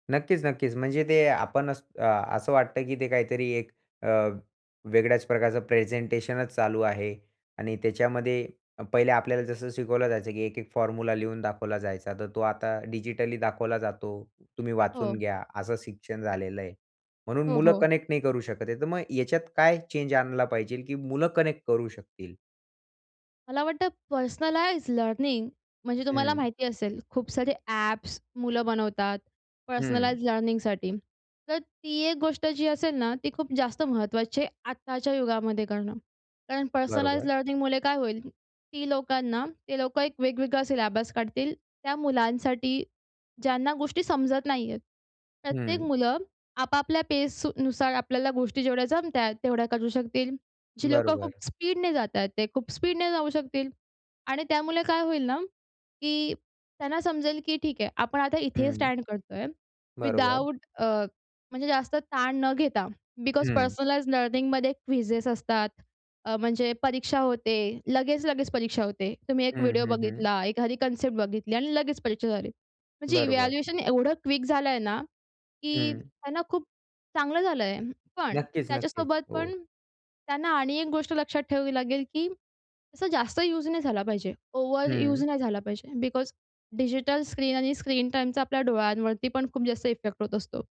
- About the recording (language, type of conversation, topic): Marathi, podcast, डिजिटल शिक्षणामुळे आपल्या शाळांमध्ये काय बदल घडून येतील?
- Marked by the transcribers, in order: in English: "कनेक्ट"; in English: "चेंज"; in English: "कनेक्ट"; in English: "पर्सनलाईज लर्निंग"; in English: "पर्सनलाइज्ड लर्निंगसाठी"; in English: "पर्सनलाईज्ड लर्निंगमुळे"; in English: "सिलेबस"; in English: "स्टँड"; in English: "बिकॉज पर्सनलाइज्ड लर्निंगमध्ये क्विजेस"; in English: "इव्हॅल्युएशन"; in English: "क्वीक"; in English: "बिकॉज डिजिटल स्क्रीन"; in English: "स्क्रीन टाईमचा"